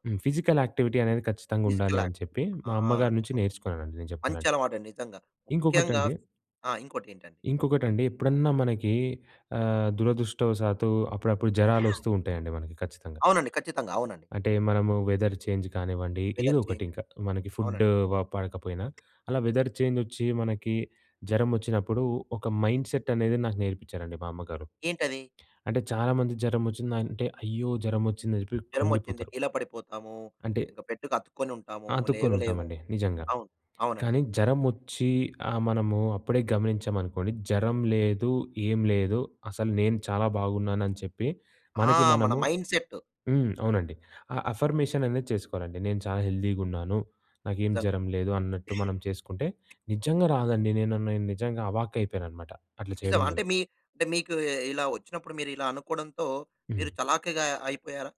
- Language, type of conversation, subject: Telugu, podcast, మీరు తల్లిదండ్రుల నుంచి లేదా పెద్దల నుంచి నేర్చుకున్న చిన్న ఆనందం కలిగించే అలవాట్లు ఏమేమి?
- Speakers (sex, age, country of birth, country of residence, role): male, 20-24, India, India, guest; male, 35-39, India, India, host
- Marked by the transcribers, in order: in English: "ఫిజికల్ యాక్టివిటీ"; in English: "ఫిజికల్ యాక్ట్"; other background noise; in English: "వెదర్ చేంజ్"; in English: "వెదర్ చేంజ్"; tapping; in English: "వెదర్"; in English: "మైండ్‌సెట్"; other noise; in English: "మైండ్‌సెట్"; cough